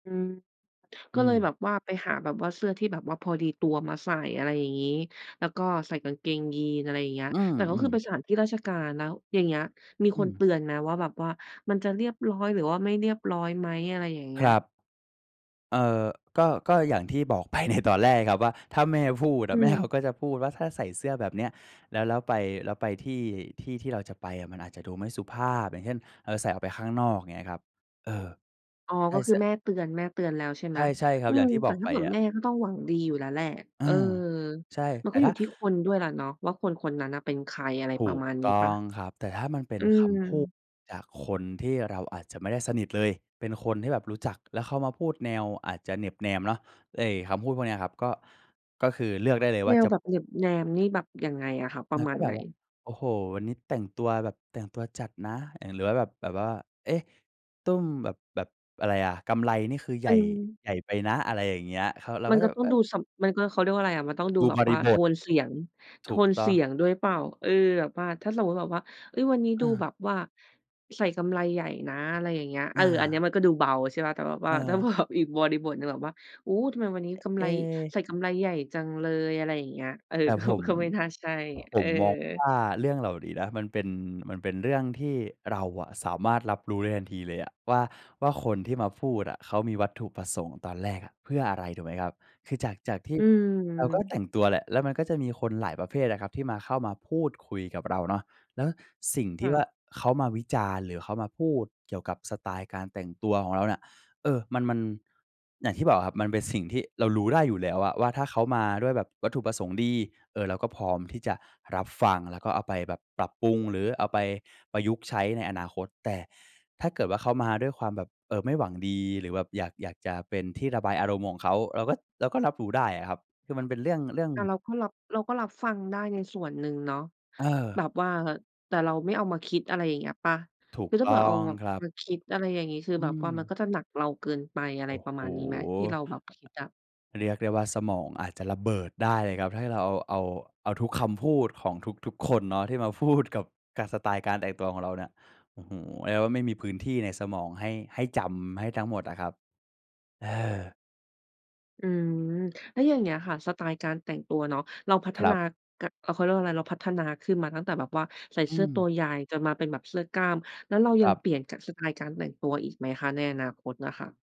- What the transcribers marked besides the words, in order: laughing while speaking: "ไป"; tapping; laughing while speaking: "แบบ"; other noise; other background noise
- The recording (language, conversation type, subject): Thai, podcast, คุณมีวิธีรับมือกับคำวิจารณ์เรื่องการแต่งตัวยังไง?